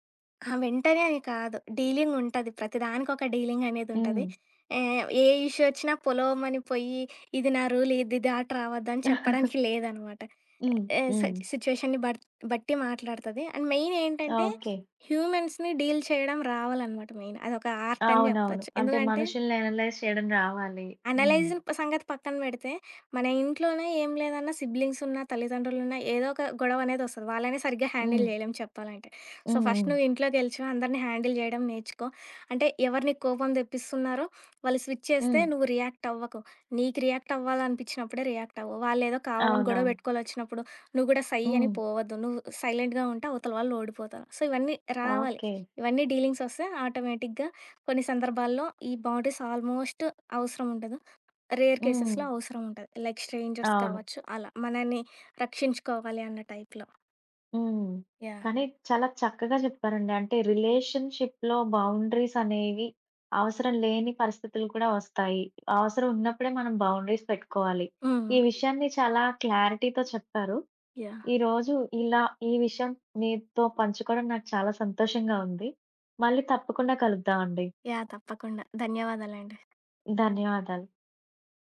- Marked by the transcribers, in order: in English: "ఇష్యూ"; in English: "రూల్"; chuckle; in English: "సిట్యుయేషన్‌ని"; in English: "అండ్"; other background noise; in English: "హ్యూమన్స్‌ని డీల్"; in English: "అనలైజ్"; in English: "అనలైజిన్"; in English: "హ్యాండిల్"; in English: "సో, ఫస్ట్"; in English: "హ్యాండిల్"; in English: "సైలెంట్‌గా"; in English: "సో"; in English: "ఆటోమేటిక్‌గా"; in English: "బాడీస్ ఆల్మోస్ట్"; in English: "రేర్ కేసెస్‌లో"; in English: "లైక్ స్ట్రేంజర్స్"; in English: "టైప్‌లో"; in English: "రిలేషన్‌షిప్‌లో బౌండరీస్"; in English: "బౌండరీస్"; in English: "క్లారిటీతో"
- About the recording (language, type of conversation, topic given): Telugu, podcast, ఎవరితోనైనా సంబంధంలో ఆరోగ్యకరమైన పరిమితులు ఎలా నిర్ణయించి పాటిస్తారు?